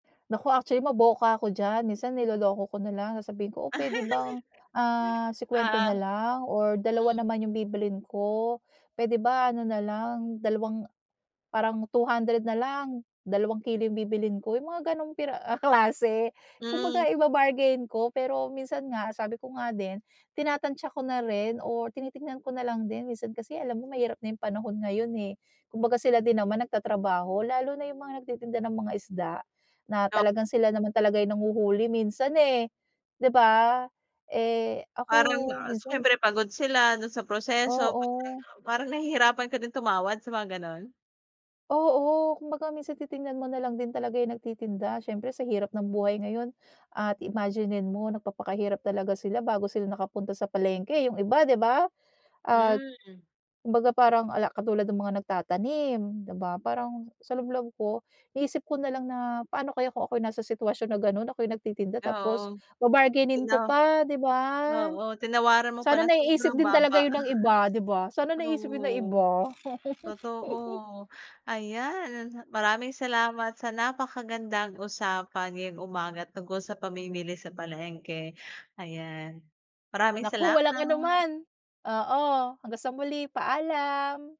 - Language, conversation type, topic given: Filipino, podcast, Paano ka namimili sa palengke para makabili ng sariwa at mura?
- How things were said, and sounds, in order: laugh; other background noise; tapping; laugh